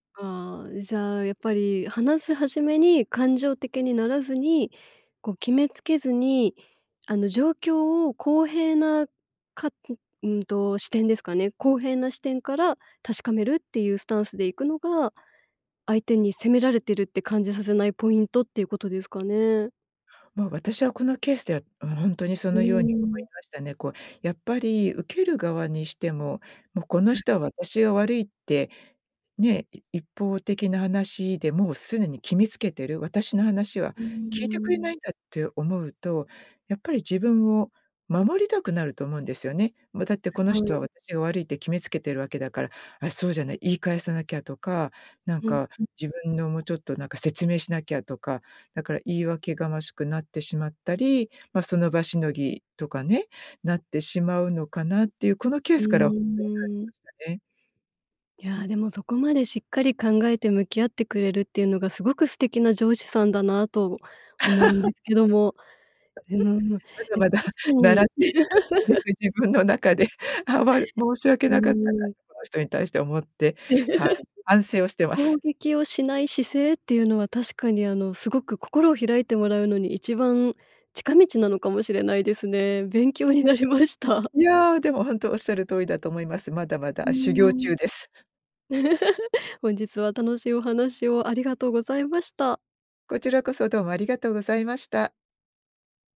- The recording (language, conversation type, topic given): Japanese, podcast, 相手を責めずに伝えるには、どう言えばいいですか？
- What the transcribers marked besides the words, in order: laugh; laugh; laugh; laughing while speaking: "勉強になりました"; laugh